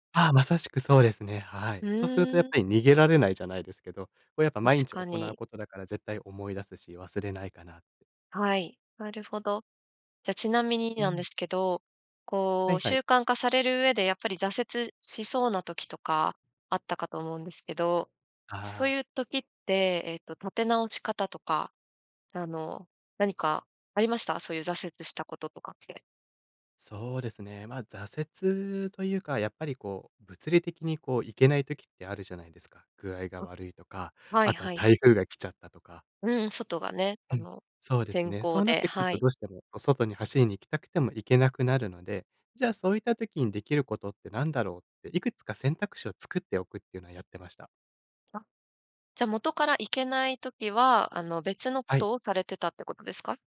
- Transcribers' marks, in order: none
- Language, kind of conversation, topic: Japanese, podcast, 習慣を身につけるコツは何ですか？